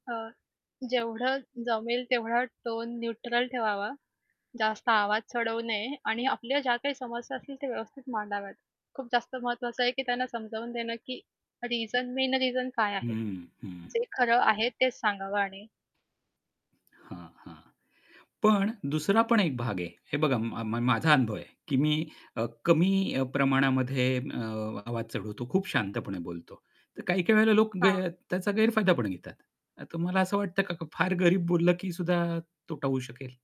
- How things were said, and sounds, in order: other background noise; in English: "न्यूट्रल"; in English: "मेन"; mechanical hum; distorted speech
- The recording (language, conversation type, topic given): Marathi, podcast, गैरसमज कमी व्हावेत यासाठी तुम्ही कसं बोलाल?